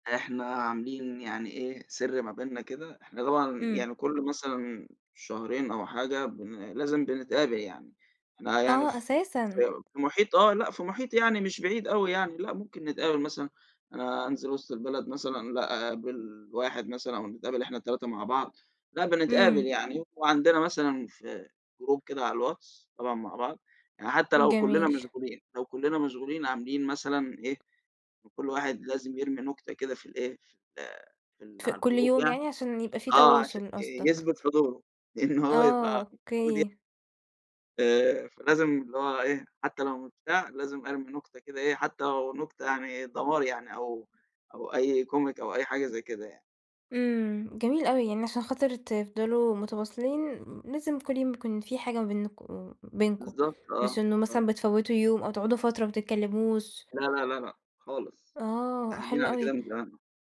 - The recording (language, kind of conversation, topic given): Arabic, podcast, إيه سرّ شِلّة صحاب بتفضل مكملة سنين؟
- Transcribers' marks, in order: tapping; in English: "group"; in English: "الgroup"; laughing while speaking: "إن هو"; in English: "comic"